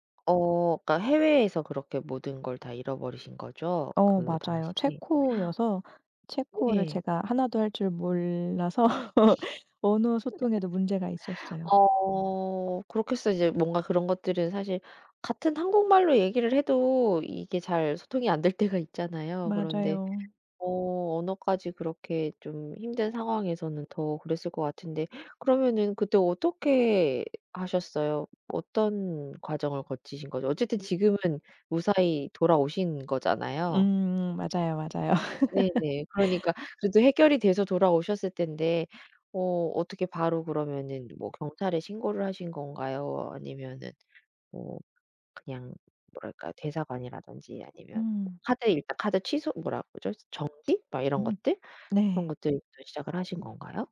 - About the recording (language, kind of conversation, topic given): Korean, podcast, 여행 중 여권이나 신분증을 잃어버린 적이 있나요?
- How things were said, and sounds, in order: other background noise; gasp; gasp; laugh; tapping; laugh